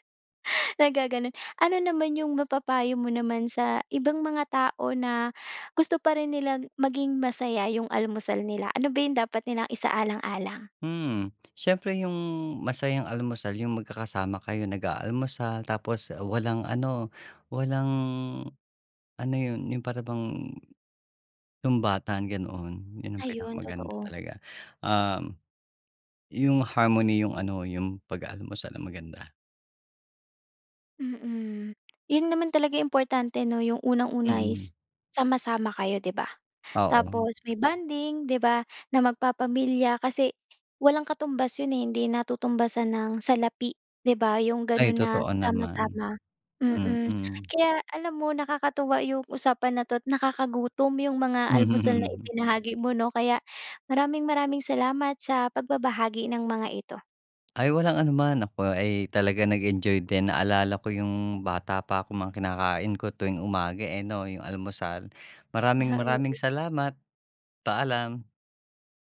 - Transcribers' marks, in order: chuckle
- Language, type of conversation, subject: Filipino, podcast, Ano ang paborito mong almusal at bakit?